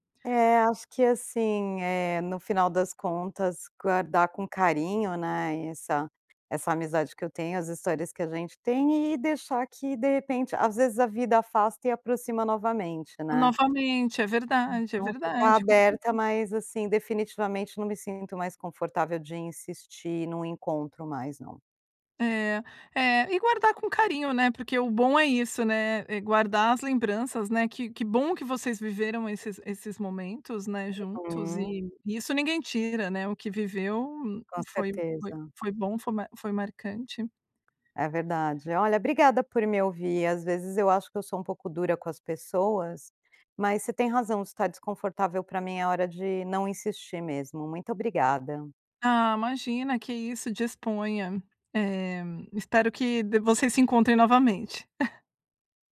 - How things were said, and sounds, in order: tapping; other background noise; chuckle
- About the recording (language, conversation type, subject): Portuguese, advice, Como posso manter contato com alguém sem parecer insistente ou invasivo?